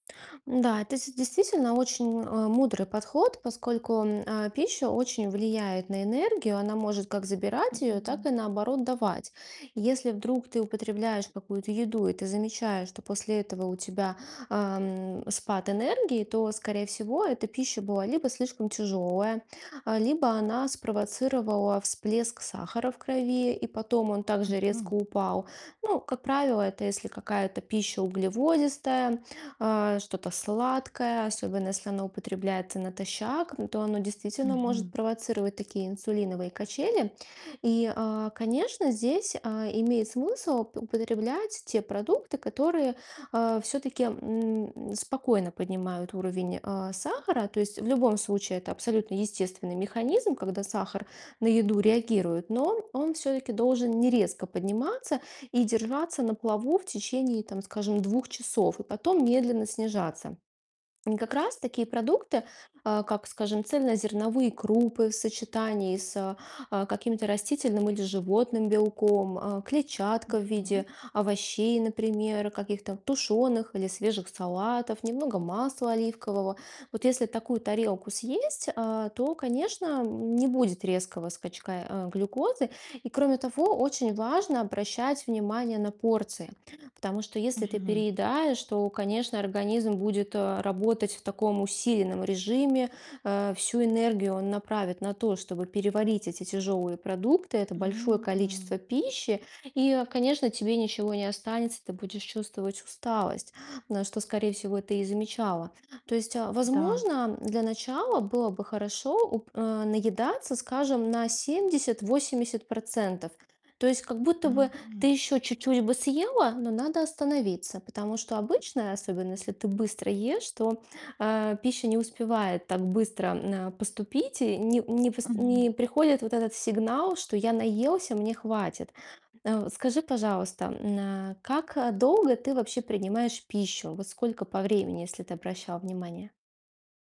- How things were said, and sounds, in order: distorted speech; tapping; other background noise
- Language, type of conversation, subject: Russian, advice, Как настроить питание, чтобы лучше ориентироваться по самочувствию?